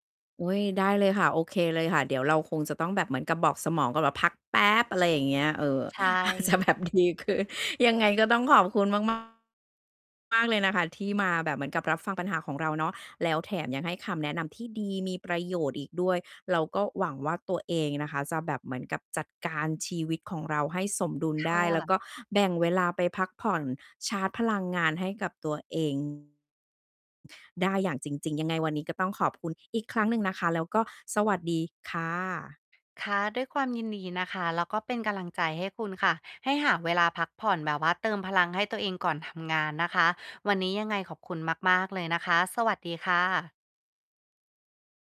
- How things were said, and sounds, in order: laughing while speaking: "อาจจะแบบดีขึ้น"; distorted speech
- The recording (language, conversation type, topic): Thai, advice, ฉันจะจัดสรรเวลาเพื่อพักผ่อนและเติมพลังได้อย่างไร?